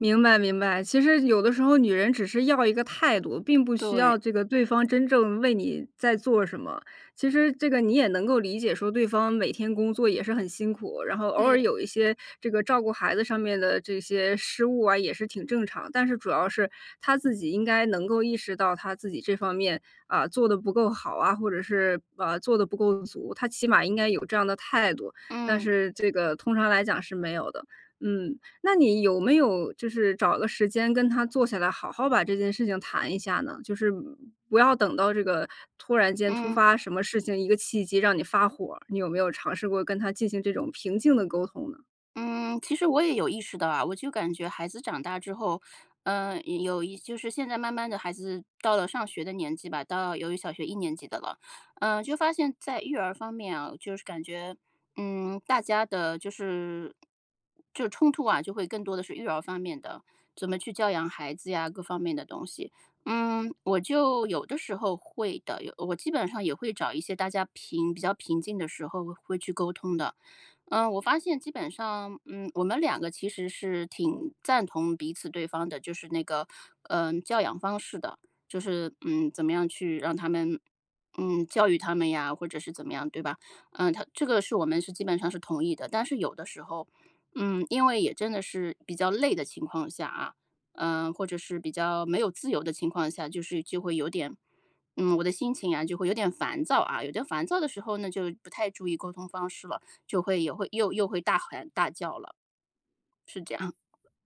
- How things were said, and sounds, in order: none
- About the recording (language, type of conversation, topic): Chinese, advice, 我们该如何处理因疲劳和情绪引发的争执与隔阂？